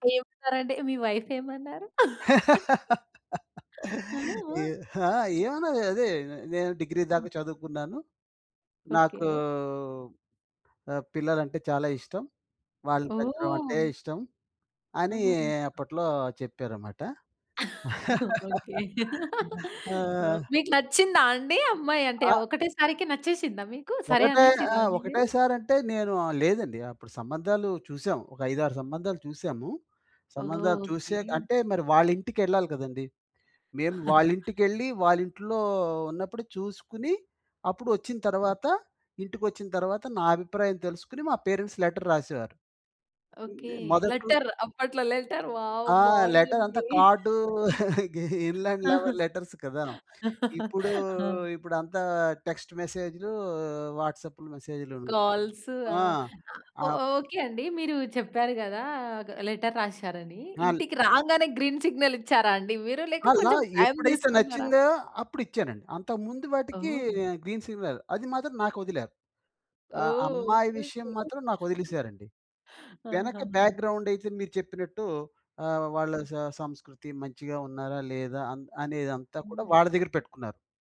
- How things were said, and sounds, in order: in English: "వైఫ్"; laugh; in English: "డిగ్రీ"; laugh; laugh; chuckle; in English: "పేరెంట్స్ లెటర్"; in English: "లెటర్"; in English: "లెటర్"; laughing while speaking: "లెటర్ వావ్! బావుందండి. ఆహా! హా!"; in English: "లెటర్ వావ్!"; giggle; in English: "ఇన్లాండ్ లెవెల్ లెటర్స్"; in English: "టెక్స్ట్"; in English: "వాట్సాప్"; in English: "లెటర్"; in English: "గ్రీన్ సిగ్నల్"; in English: "గ్రీన్ సిగ్నల్"; in English: "బ్యాక్‌గ్రౌండ్"; giggle
- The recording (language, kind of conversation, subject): Telugu, podcast, పెళ్లి విషయంలో మీ కుటుంబం మీ నుంచి ఏవేవి ఆశిస్తుంది?
- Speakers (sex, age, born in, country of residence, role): female, 20-24, India, India, host; male, 55-59, India, India, guest